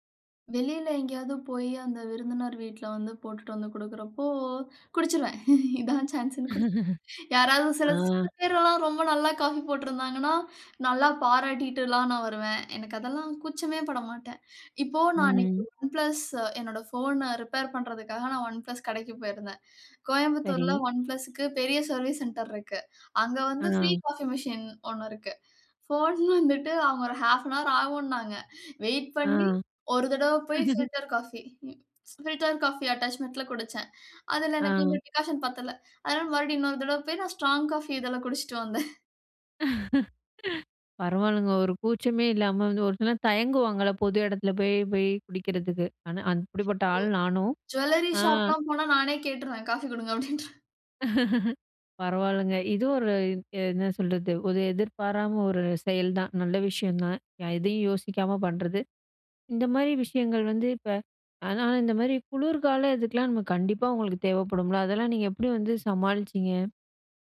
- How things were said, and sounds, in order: chuckle; laughing while speaking: "இதான் சான்ஸ்ஸுன்னு குடி"; chuckle; in English: "சர்விஸ் சென்டர்"; in English: "ப்ரீ காஃபி மிசின்"; laughing while speaking: "போன் வந்துட்டு"; chuckle; laugh; other background noise; in English: "ஜூவல்லரி ஷாப்"; laughing while speaking: "அப்டிண்ட்ரு"; laugh
- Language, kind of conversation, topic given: Tamil, podcast, ஒரு பழக்கத்தை மாற்ற நீங்கள் எடுத்த முதல் படி என்ன?